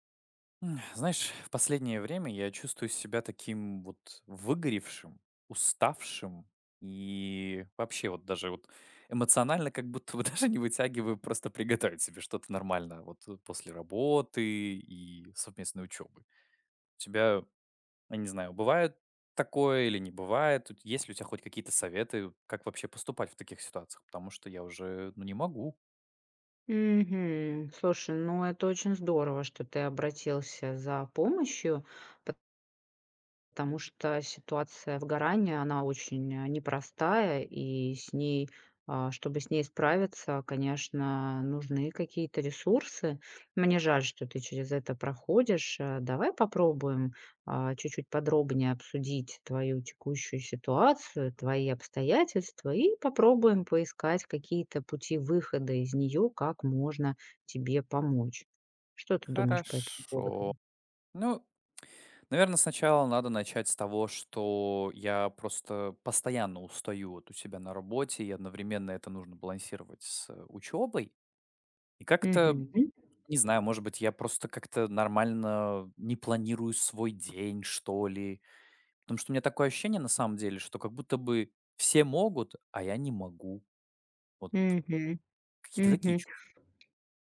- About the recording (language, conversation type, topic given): Russian, advice, Как вы переживаете эмоциональное выгорание и апатию к своим обязанностям?
- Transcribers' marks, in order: exhale; laughing while speaking: "даже"; other background noise; tapping